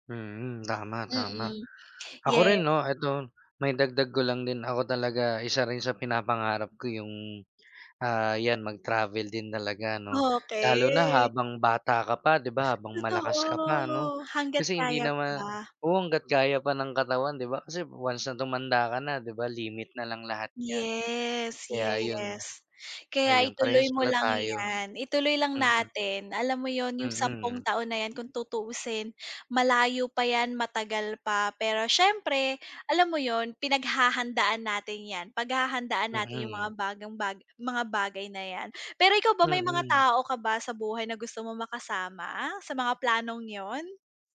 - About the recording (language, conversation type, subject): Filipino, unstructured, Paano mo nakikita ang sarili mo pagkalipas ng sampung taon?
- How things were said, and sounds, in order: drawn out: "Okey"; drawn out: "Totoo"; drawn out: "Yes, yes"